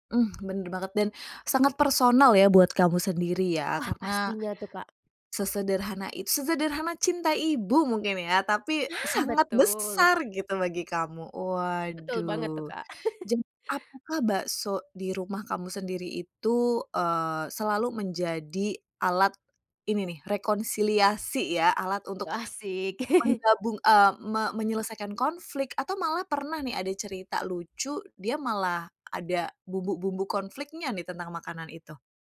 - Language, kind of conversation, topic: Indonesian, podcast, Makanan apa yang selalu mengingatkan kamu pada rumah?
- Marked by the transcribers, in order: tapping; laugh; laugh